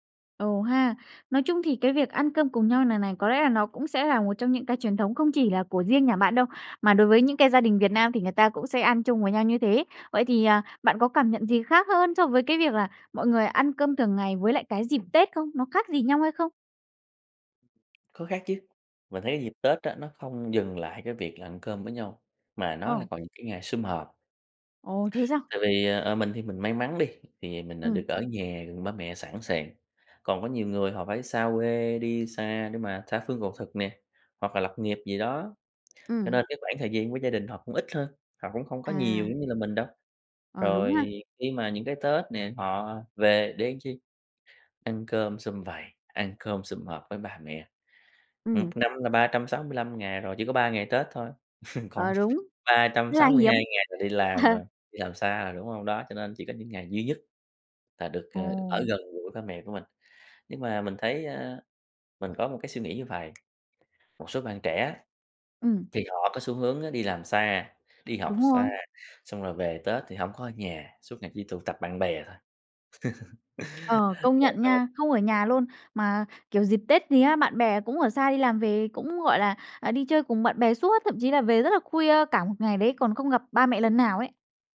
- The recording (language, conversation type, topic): Vietnamese, podcast, Gia đình bạn có truyền thống nào khiến bạn nhớ mãi không?
- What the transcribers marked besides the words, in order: tapping; "làm" said as "ừn"; laugh; chuckle; laugh; other background noise